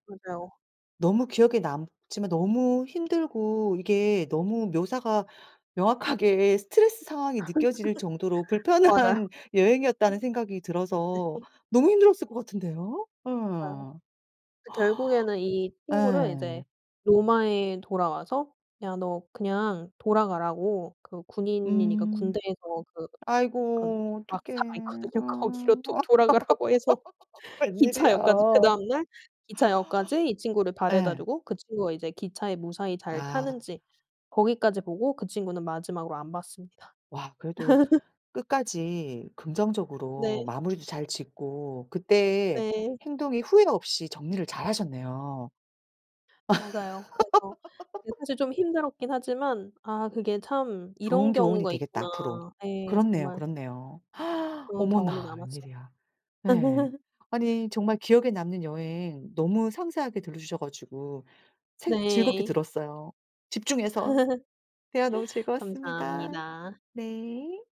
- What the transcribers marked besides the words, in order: laughing while speaking: "명확하게"; laugh; laughing while speaking: "불편한"; tapping; laughing while speaking: "네"; other background noise; laughing while speaking: "있거든요. 거기로 도 돌아가라고 해서 기차역까지"; laugh; laughing while speaking: "웬일이야"; laugh; laugh; gasp; laugh; laugh
- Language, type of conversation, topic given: Korean, podcast, 가장 기억에 남는 여행 이야기를 들려주실래요?
- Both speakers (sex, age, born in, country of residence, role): female, 30-34, South Korea, Sweden, guest; female, 40-44, South Korea, South Korea, host